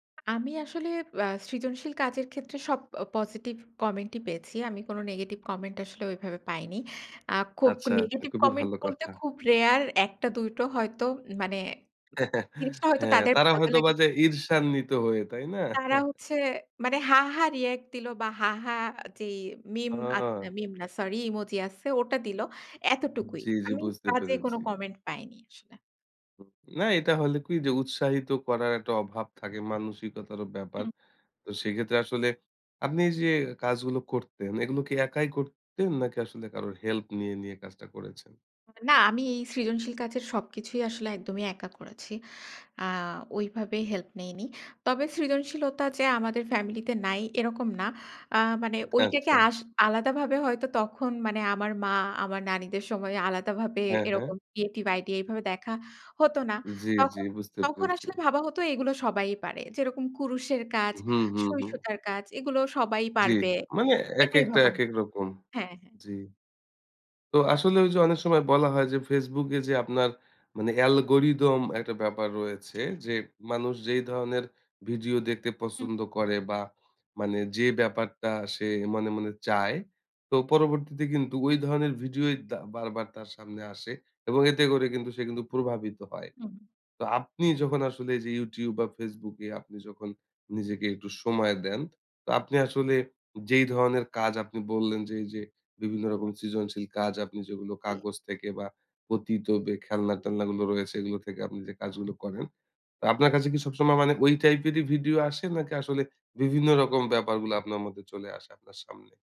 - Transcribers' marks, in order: other background noise; chuckle; chuckle; unintelligible speech
- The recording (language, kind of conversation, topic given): Bengali, podcast, সামাজিক মাধ্যম কীভাবে আপনার সৃজনশীল কাজকে প্রভাবিত করে?